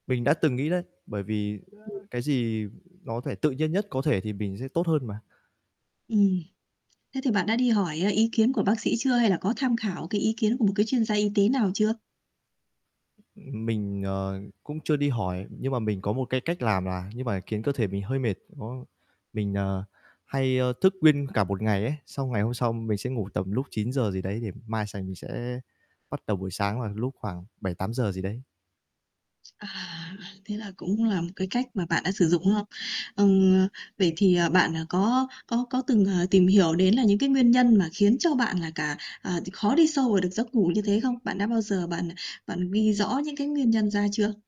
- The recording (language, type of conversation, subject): Vietnamese, podcast, Bạn có thể chia sẻ những thói quen giúp bạn ngủ ngon hơn không?
- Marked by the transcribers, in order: static; background speech; distorted speech; tapping; other background noise